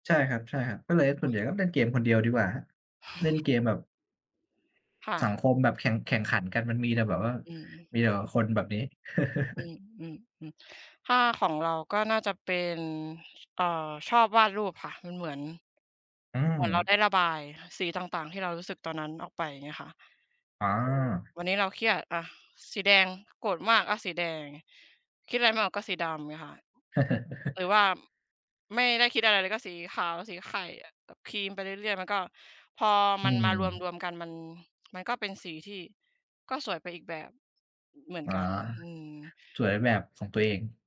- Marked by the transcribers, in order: other background noise; chuckle; chuckle
- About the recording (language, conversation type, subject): Thai, unstructured, คุณคิดว่างานอดิเรกช่วยพัฒนาทักษะชีวิตได้อย่างไร?